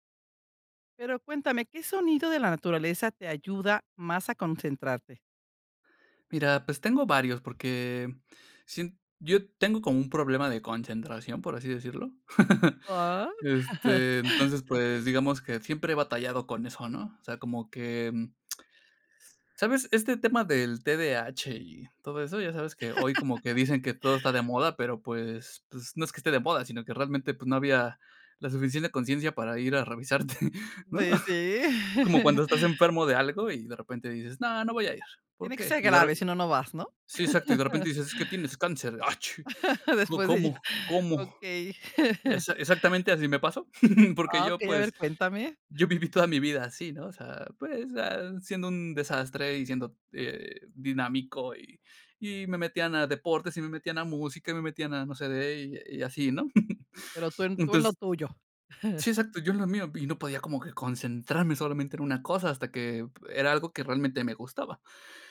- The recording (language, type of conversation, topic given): Spanish, podcast, ¿Qué sonidos de la naturaleza te ayudan más a concentrarte?
- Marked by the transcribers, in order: laugh; chuckle; laugh; laughing while speaking: "revisarte"; chuckle; laugh; unintelligible speech; chuckle; chuckle; unintelligible speech; chuckle